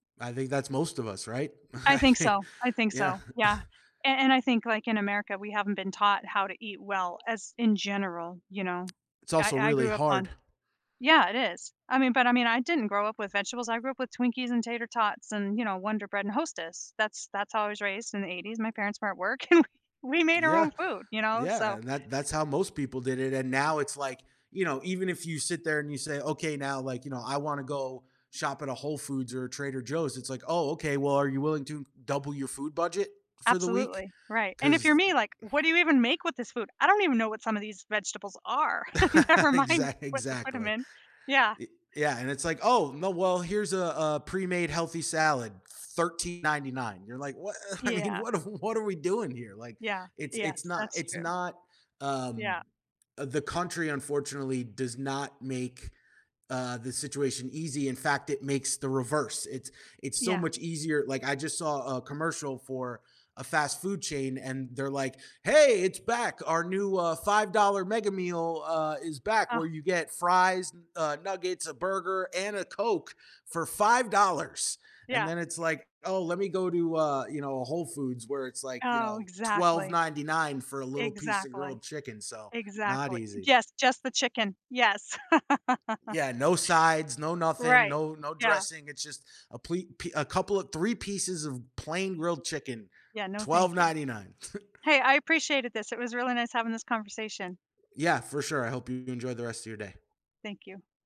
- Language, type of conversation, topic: English, unstructured, How do you handle setbacks on your journey to success?
- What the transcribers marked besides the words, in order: laughing while speaking: "I think"; chuckle; tapping; laughing while speaking: "and we"; chuckle; laughing while speaking: "Never mind"; laughing while speaking: "I mean, what are"; put-on voice: "Hey, it's back, our new … for five dollars"; laugh; chuckle